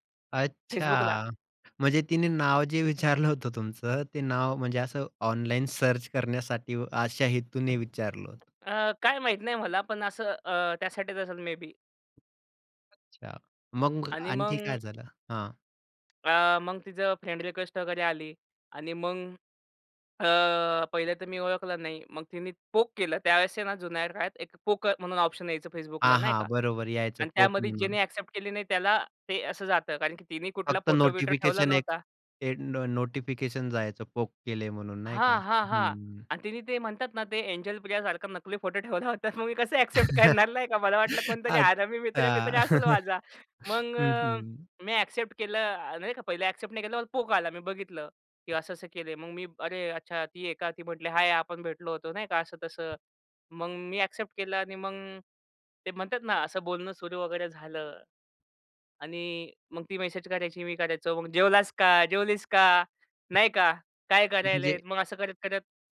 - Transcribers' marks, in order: other background noise; in English: "मे बी"; in English: "फ्रेंड रिक्वेस्ट"; in English: "पोक"; in English: "पोक"; in English: "ऑप्शन"; in English: "पोक"; in English: "एक्सेप्ट"; in English: "पोक"; laughing while speaking: "ठेवला होता. मग मी कसं … मित्र-बित्र असेल माझा"; laughing while speaking: "अच्छा! हं, हं"; in English: "एक्सेप्ट"; in English: "एक्सेप्ट"; in English: "एक्सेप्ट"; in English: "पोक"; in English: "पोक"; "करत आहेत" said as "करायलेत"
- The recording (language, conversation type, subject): Marathi, podcast, एखाद्या अजनबीशी तुमची मैत्री कशी झाली?